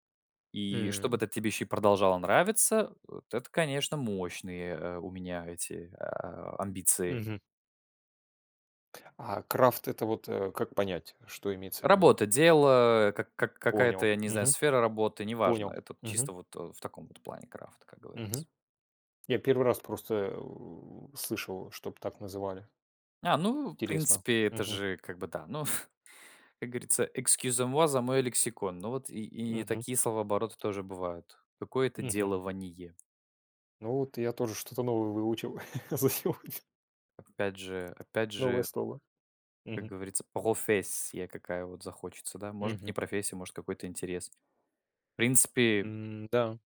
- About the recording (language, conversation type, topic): Russian, unstructured, Что помогает вам поднять настроение в трудные моменты?
- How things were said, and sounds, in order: tapping; chuckle; in French: "excusez-moi"; other background noise; chuckle; laughing while speaking: "за сегодня"; put-on voice: "профессия"